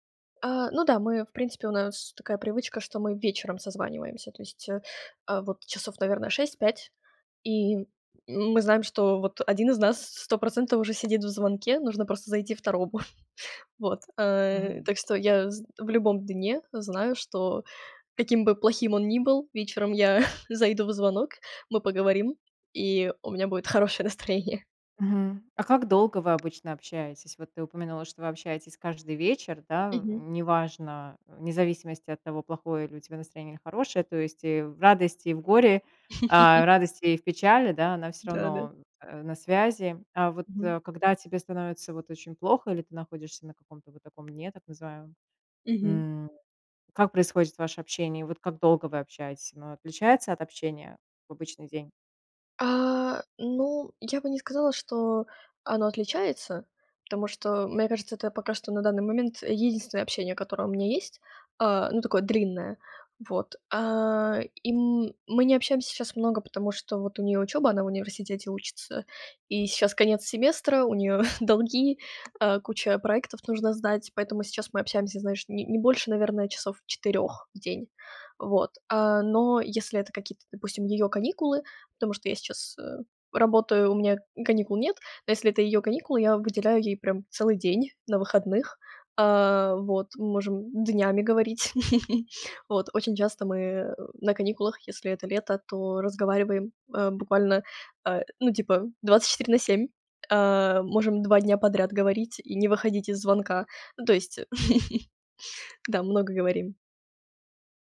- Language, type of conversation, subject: Russian, podcast, Что в обычном дне приносит тебе маленькую радость?
- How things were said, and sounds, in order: chuckle; chuckle; laughing while speaking: "хорошее настроение"; tapping; laugh; chuckle; giggle; giggle